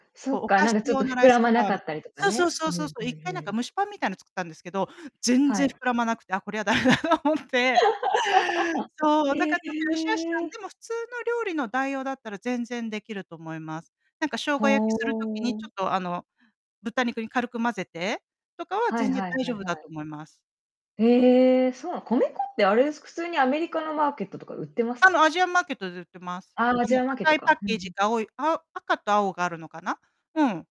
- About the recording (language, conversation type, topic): Japanese, unstructured, 好きな料理は何ですか？その理由も教えてください。
- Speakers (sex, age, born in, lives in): female, 35-39, Japan, United States; female, 50-54, Japan, United States
- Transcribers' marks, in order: in English: "ライスフライ"; laughing while speaking: "駄目だと思って"; laugh; distorted speech